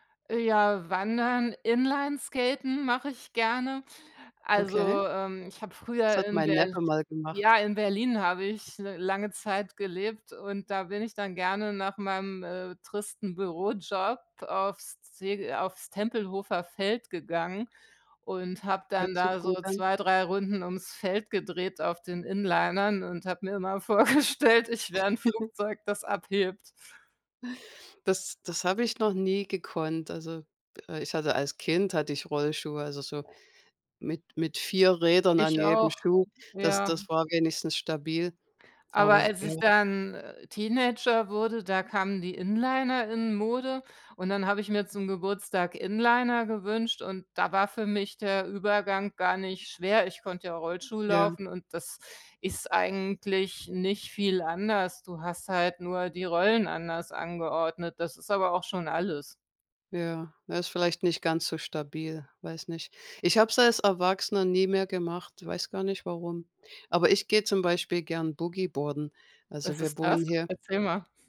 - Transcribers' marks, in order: laughing while speaking: "vorgestellt"; chuckle; other background noise; tapping
- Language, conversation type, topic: German, unstructured, Welcher Sport macht dir am meisten Spaß und warum?